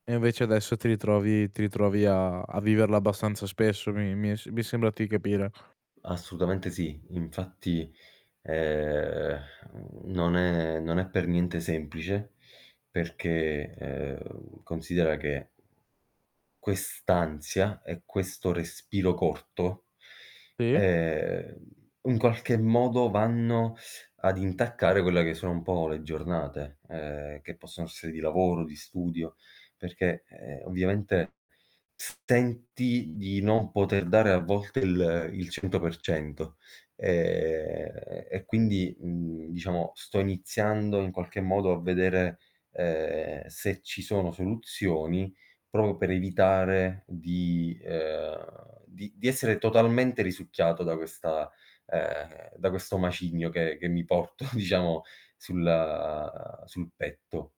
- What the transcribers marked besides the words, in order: static; "Assolutamente" said as "assutamente"; drawn out: "ehm"; sigh; tapping; other noise; distorted speech; drawn out: "Ehm"; "proprio" said as "propio"; laughing while speaking: "diciamo"
- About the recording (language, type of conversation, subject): Italian, podcast, Come fai a fermarti e ad ascoltare il respiro nei momenti di stress?